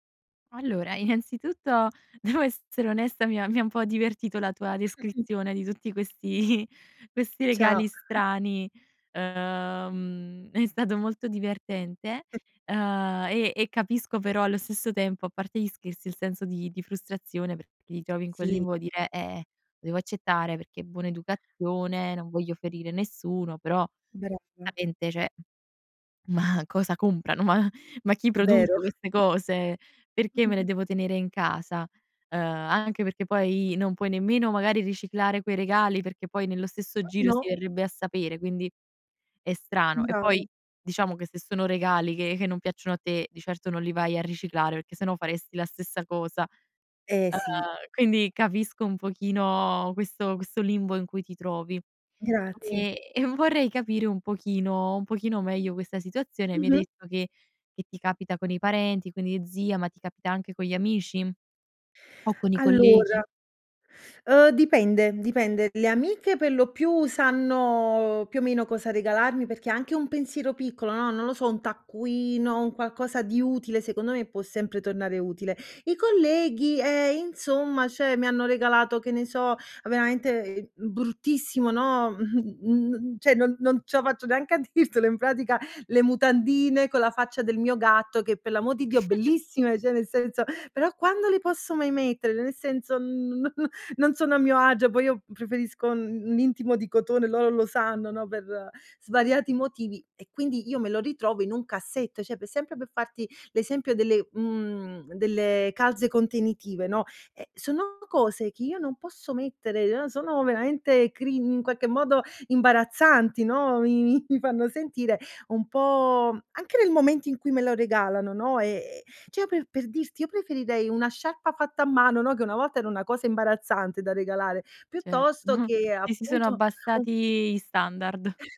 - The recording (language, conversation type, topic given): Italian, advice, Come posso gestire i regali inutili che occupano spazio e mi fanno sentire in obbligo?
- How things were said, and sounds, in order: laughing while speaking: "innanzitutto devo essere onesta. Mi … questi regali strani"; chuckle; other noise; "cioè" said as "ceh"; chuckle; other background noise; "cioè" said as "ceh"; laughing while speaking: "dirtelo"; giggle; "cioè" said as "ceh"; laughing while speaking: "agio"; "cioè" said as "ceh"; laughing while speaking: "mi"; "cioè" said as "ceh"; laughing while speaking: "Certo"